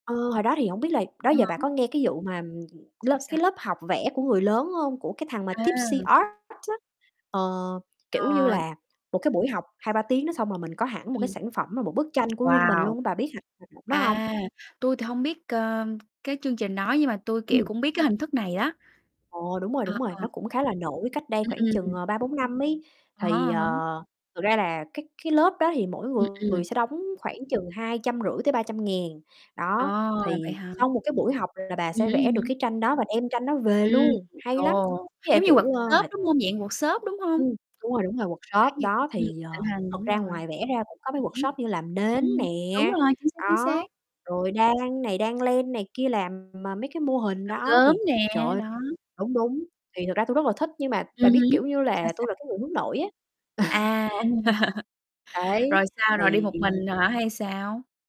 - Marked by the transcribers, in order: tapping; distorted speech; other background noise; unintelligible speech; static; in English: "workshop"; in English: "workshop"; unintelligible speech; in English: "workshop"; in English: "workshop"; laugh; chuckle
- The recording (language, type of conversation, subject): Vietnamese, unstructured, Bạn nghĩ việc thuyết phục người khác cùng tham gia sở thích của mình có khó không?